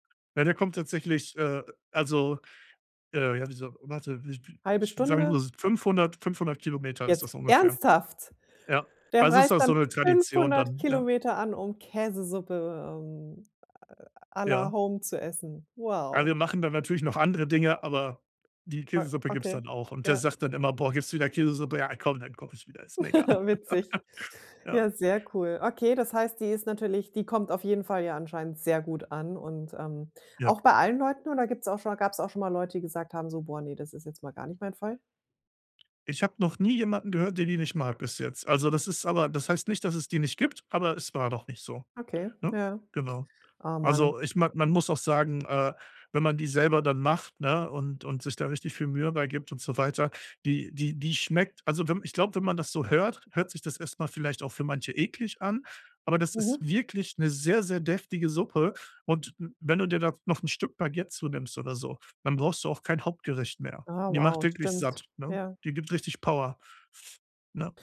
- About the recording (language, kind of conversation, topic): German, podcast, Welches Festessen kommt bei deinen Gästen immer gut an?
- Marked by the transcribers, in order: surprised: "Jetzt ernsthaft?"; other background noise; chuckle; laugh